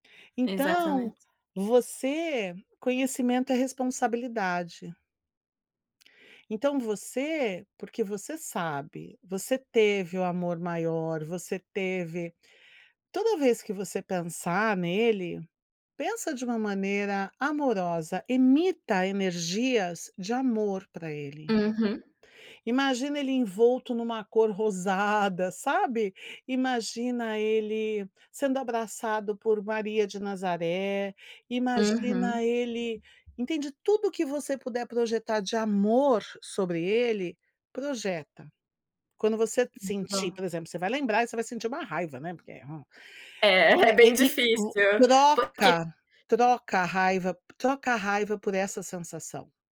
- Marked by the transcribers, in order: other background noise
- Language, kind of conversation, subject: Portuguese, advice, Como você tem se sentido ao perceber que seus pais favorecem um dos seus irmãos e você fica de lado?